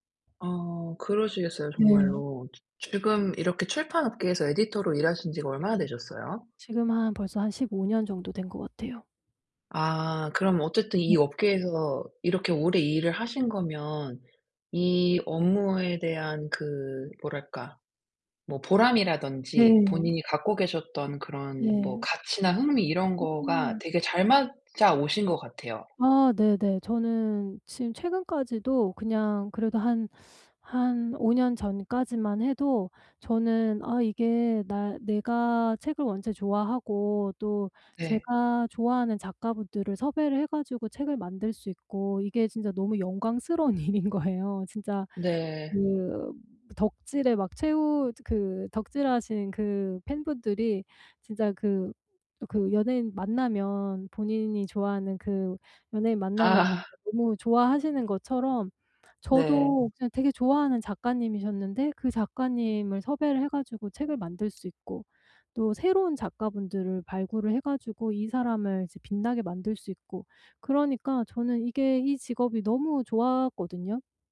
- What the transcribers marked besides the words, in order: in English: "에디터로"; laughing while speaking: "일인 거예요"
- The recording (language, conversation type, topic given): Korean, advice, 내 직업이 내 개인적 가치와 정말 잘 맞는지 어떻게 알 수 있을까요?